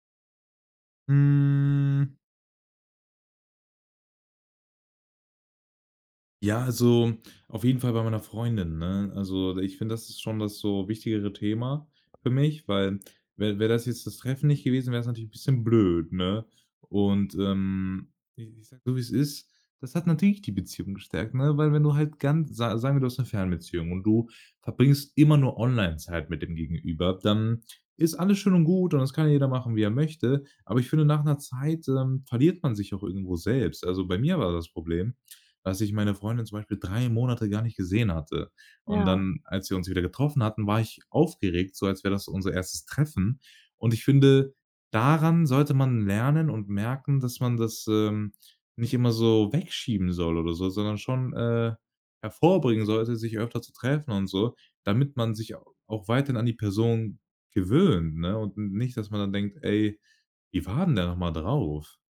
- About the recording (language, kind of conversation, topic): German, podcast, Wie wichtig sind reale Treffen neben Online-Kontakten für dich?
- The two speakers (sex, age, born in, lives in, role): female, 20-24, Germany, Germany, host; male, 18-19, Germany, Germany, guest
- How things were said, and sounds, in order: drawn out: "Hm"; other background noise; stressed: "blöd"; anticipating: "Das hat natürlich die Beziehung gestärkt, ne?"; stressed: "daran"; anticipating: "wie war denn der nochmal drauf?"